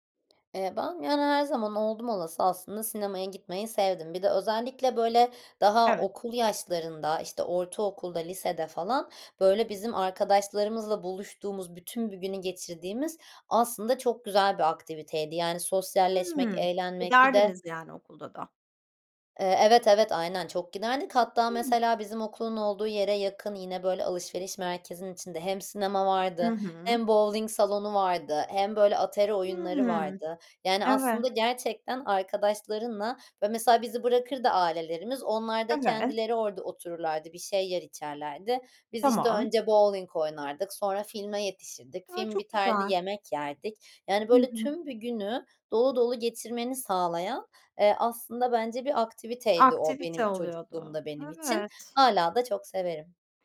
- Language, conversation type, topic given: Turkish, podcast, Unutamadığın en etkileyici sinema deneyimini anlatır mısın?
- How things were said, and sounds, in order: other background noise